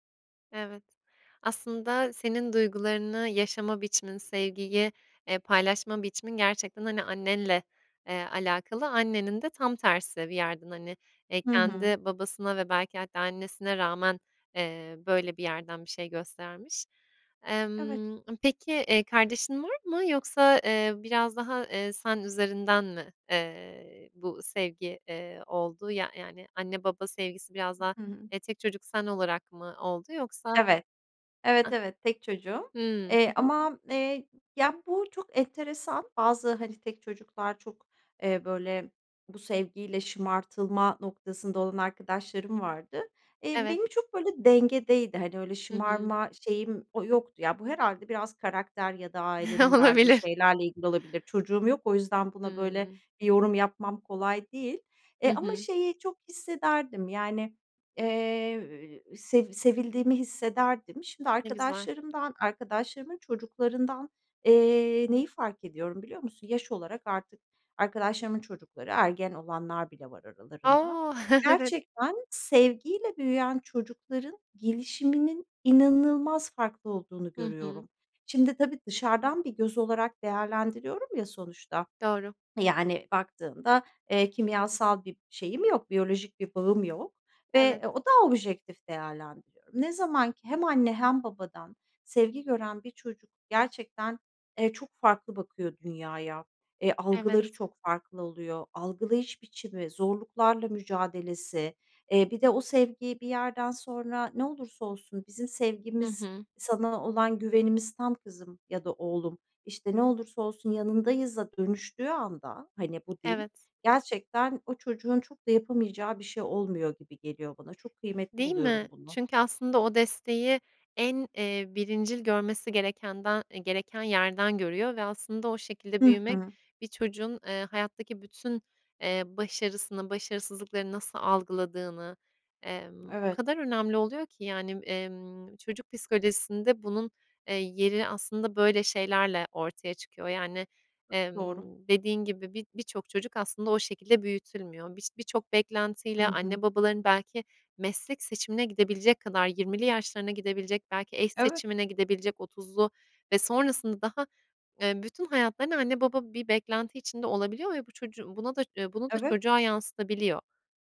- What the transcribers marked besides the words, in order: other background noise; chuckle; laughing while speaking: "Olabilir"; other noise; chuckle; laughing while speaking: "Evet"; tapping
- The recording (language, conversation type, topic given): Turkish, podcast, Evinizde duyguları genelde nasıl paylaşırsınız?